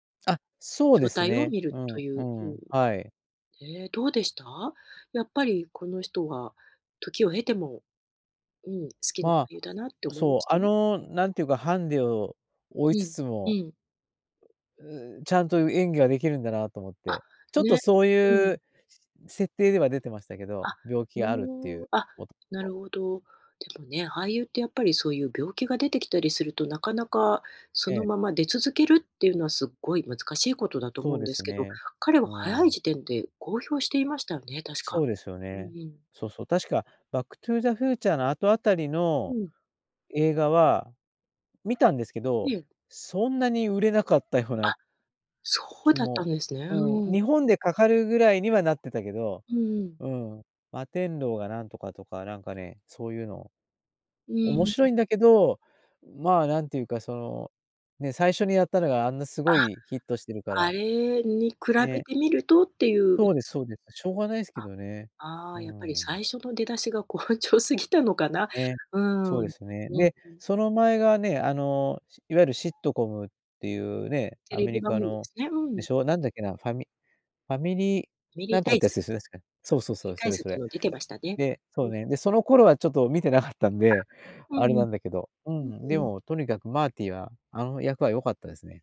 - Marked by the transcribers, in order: laughing while speaking: "好調過ぎたのかな"; unintelligible speech
- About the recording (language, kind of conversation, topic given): Japanese, podcast, 映画で一番好きな主人公は誰で、好きな理由は何ですか？